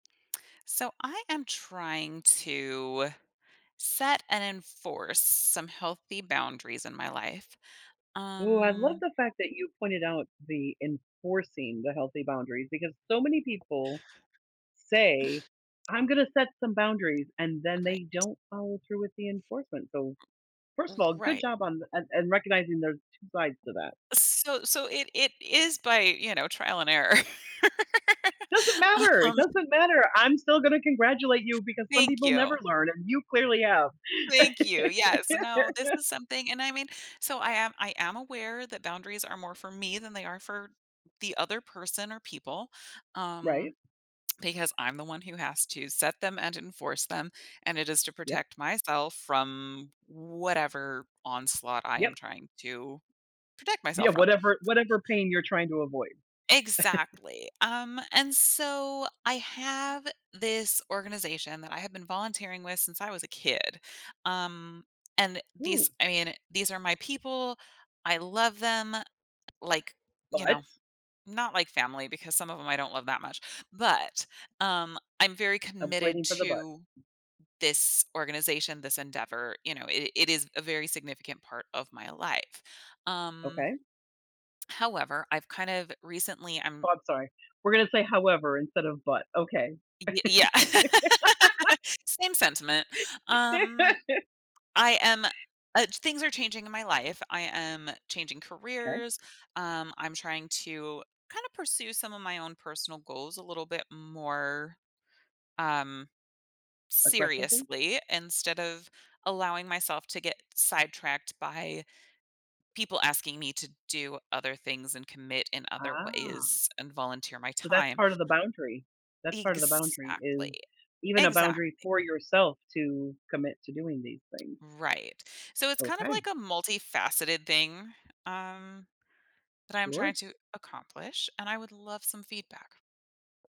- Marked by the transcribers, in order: other background noise; laugh; laugh; chuckle; tapping; laugh
- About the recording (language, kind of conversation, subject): English, advice, How can I set boundaries?
- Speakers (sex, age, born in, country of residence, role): female, 40-44, United States, United States, user; female, 55-59, United States, United States, advisor